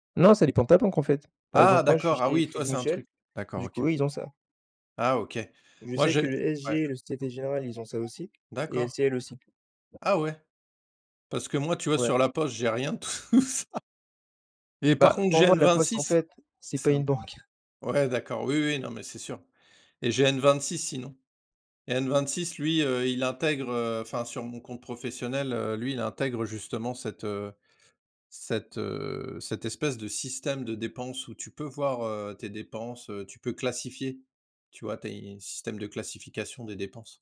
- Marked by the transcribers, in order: other background noise; laughing while speaking: "tout ça"; laughing while speaking: "banque"
- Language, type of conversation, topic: French, unstructured, Que penses-tu de l’importance d’économiser de l’argent ?